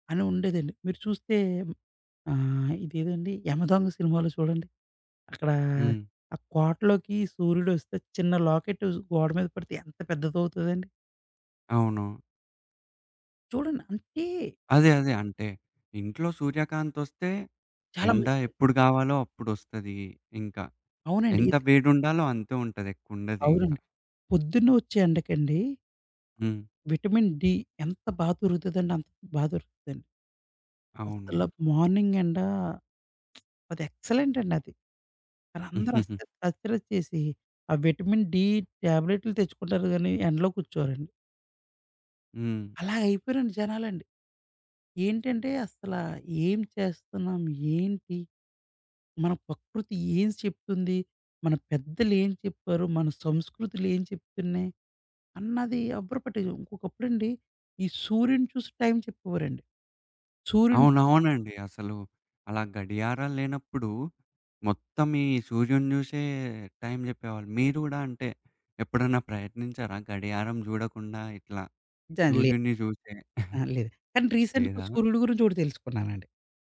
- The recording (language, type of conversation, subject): Telugu, podcast, సూర్యాస్తమయం చూసిన తర్వాత మీ దృష్టికోణంలో ఏ మార్పు వచ్చింది?
- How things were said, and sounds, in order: other background noise; lip smack; giggle; "ప్రకృతి" said as "పకృతి"; tapping; in English: "రీసెంట్‌గా"; chuckle